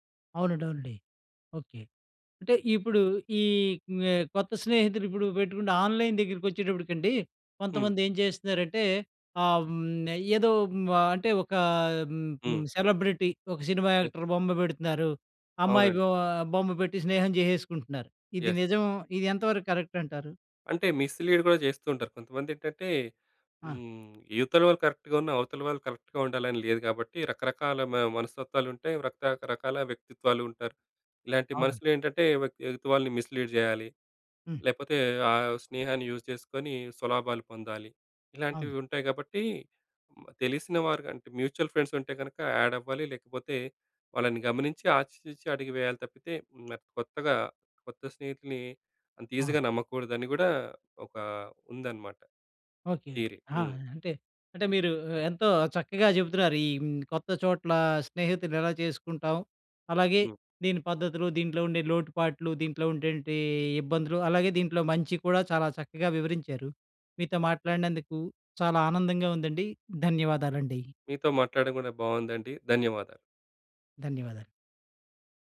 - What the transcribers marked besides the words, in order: in English: "ఆన్‍లైన్"; in English: "సెలబ్రిటీ"; in English: "సినిమా యాక్టర్"; in English: "యెస్"; in English: "యెస్. యెస్"; in English: "కరెక్ట్"; in English: "మిస్‌లీడ్"; in English: "కరెక్ట్‌గ"; in English: "కరెక్ట్‌గా"; in English: "మిస్‌లీడ్"; in English: "యూజ్"; in English: "మ్యూచువల్ ఫ్రెండ్స్"; in English: "యాడ్"; in English: "ఈజీగా"; in English: "థియరీ"
- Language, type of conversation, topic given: Telugu, podcast, కొత్త చోటుకు వెళ్లినప్పుడు మీరు కొత్త స్నేహితులను ఎలా చేసుకుంటారు?